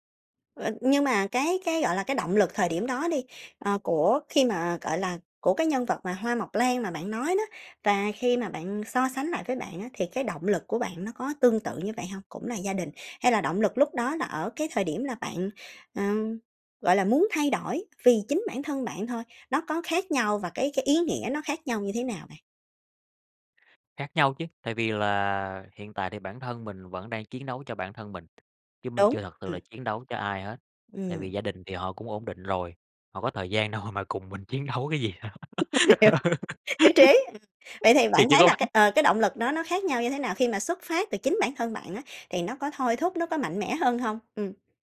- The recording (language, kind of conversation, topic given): Vietnamese, podcast, Bài hát nào bạn thấy như đang nói đúng về con người mình nhất?
- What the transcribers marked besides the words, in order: tapping; laughing while speaking: "đâu"; laugh; laughing while speaking: "Hiểu"; laughing while speaking: "chiến đấu"; laugh; laughing while speaking: "Ừ"; laugh